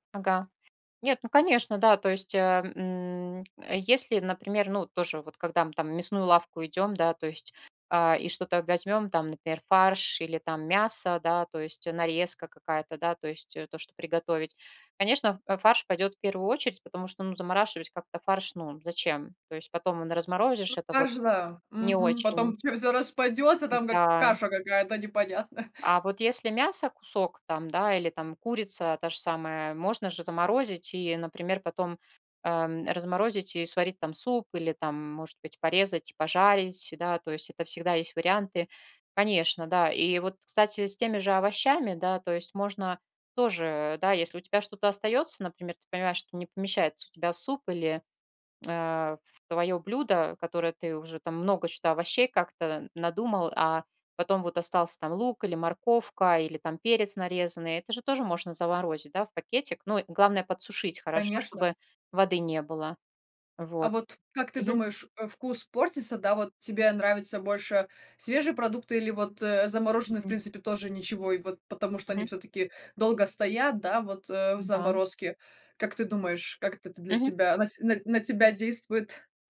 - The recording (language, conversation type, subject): Russian, podcast, Какие у вас есть советы, как уменьшить пищевые отходы дома?
- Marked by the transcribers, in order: other background noise; laughing while speaking: "непонятно"; tapping